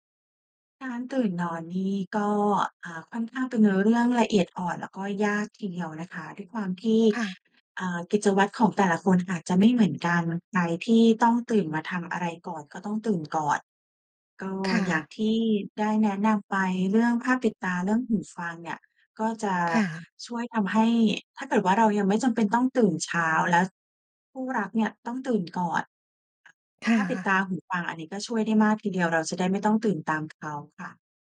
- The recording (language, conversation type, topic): Thai, advice, ต่างเวลาเข้านอนกับคนรักทำให้ทะเลาะกันเรื่องการนอน ควรทำอย่างไรดี?
- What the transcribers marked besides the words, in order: other background noise